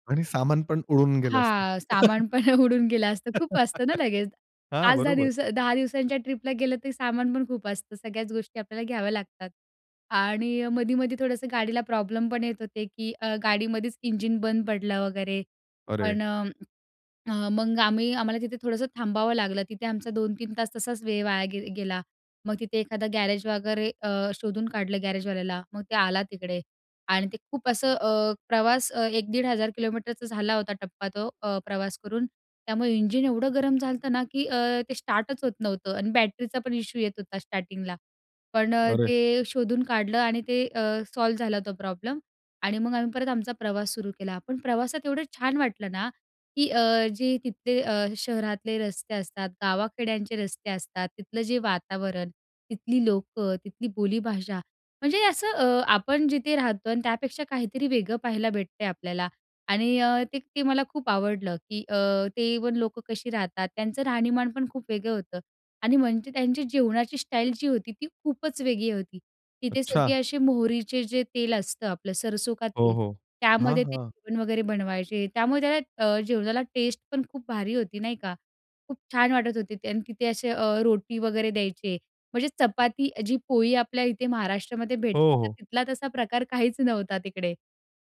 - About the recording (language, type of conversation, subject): Marathi, podcast, प्रवासातला एखादा खास क्षण कोणता होता?
- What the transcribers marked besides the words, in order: chuckle; laughing while speaking: "उडून गेलं असतं"; laugh; surprised: "इंजिन एवढं गरम झालं ना"; in English: "इव्हन"; in Hindi: "सरसो का"